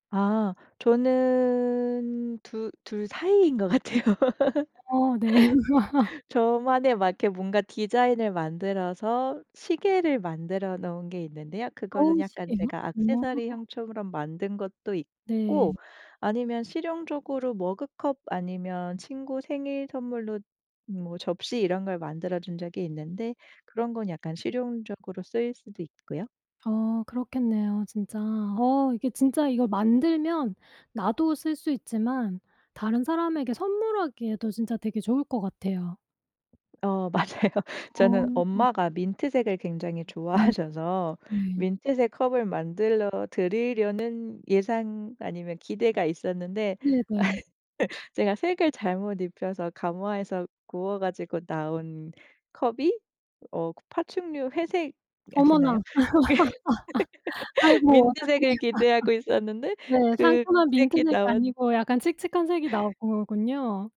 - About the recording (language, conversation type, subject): Korean, podcast, 최근에 새로 배운 취미나 기술이 뭐예요?
- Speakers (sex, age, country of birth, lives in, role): female, 35-39, South Korea, Germany, guest; female, 45-49, South Korea, United States, host
- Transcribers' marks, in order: laughing while speaking: "같아요"; laugh; laugh; other background noise; laughing while speaking: "맞아요"; laughing while speaking: "좋아하셔서"; laugh; laugh; laugh